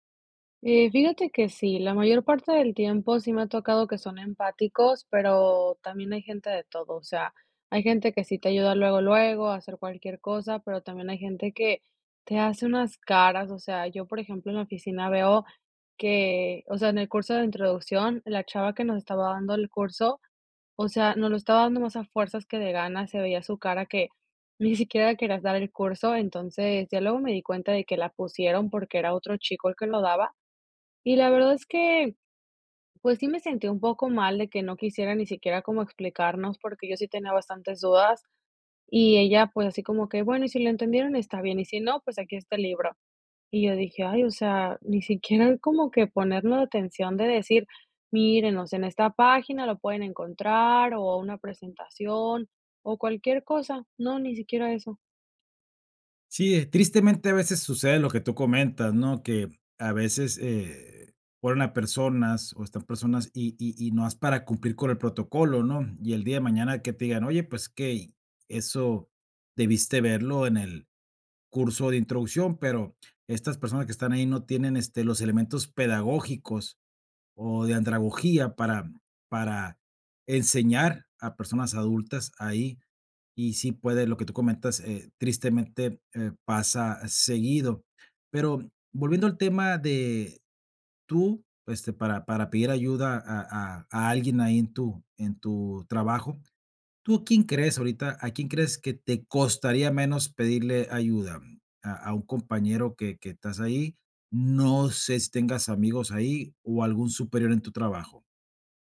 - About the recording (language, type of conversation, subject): Spanish, advice, ¿Cómo puedo superar el temor de pedir ayuda por miedo a parecer incompetente?
- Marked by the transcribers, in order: none